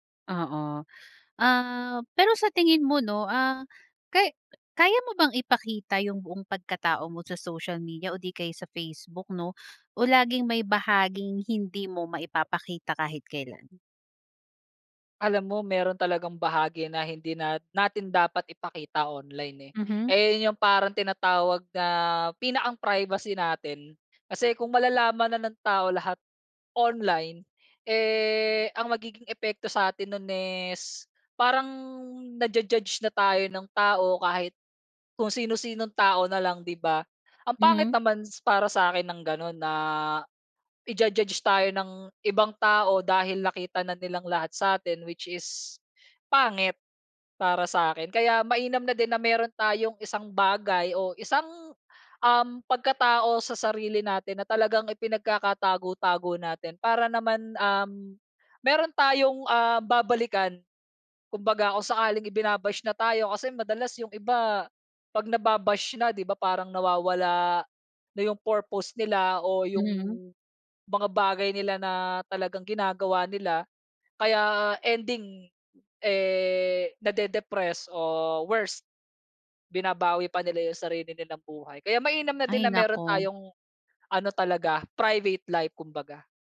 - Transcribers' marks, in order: tapping; in English: "naju-judge"; in English: "ija-judge"
- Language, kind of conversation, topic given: Filipino, podcast, Paano nakaaapekto ang midyang panlipunan sa paraan ng pagpapakita mo ng sarili?